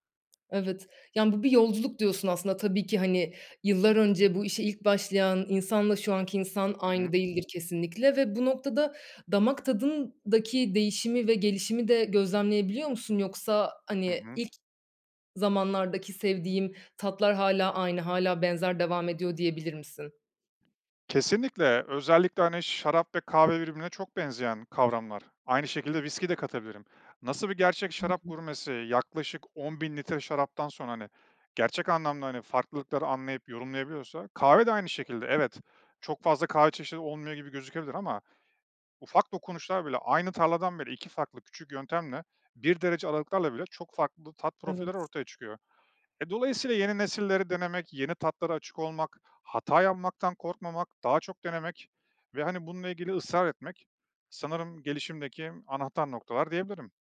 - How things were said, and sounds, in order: other background noise; tapping
- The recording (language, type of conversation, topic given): Turkish, podcast, Bu yaratıcı hobinle ilk ne zaman ve nasıl tanıştın?